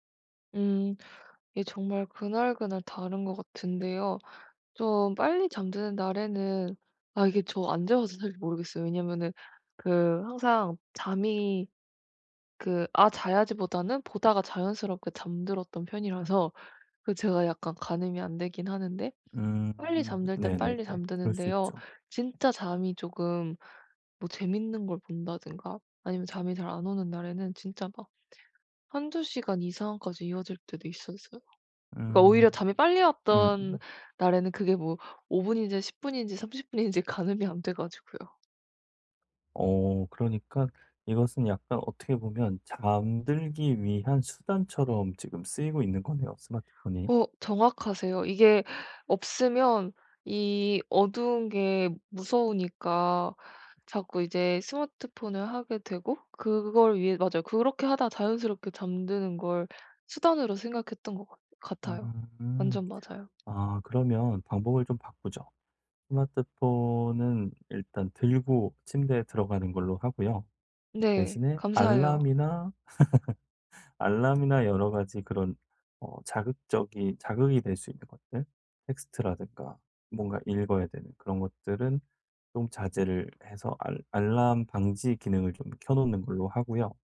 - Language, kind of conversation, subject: Korean, advice, 자기 전에 스마트폰 사용을 줄여 더 빨리 잠들려면 어떻게 시작하면 좋을까요?
- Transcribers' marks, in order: tapping; other background noise; drawn out: "스마트폰은"; laugh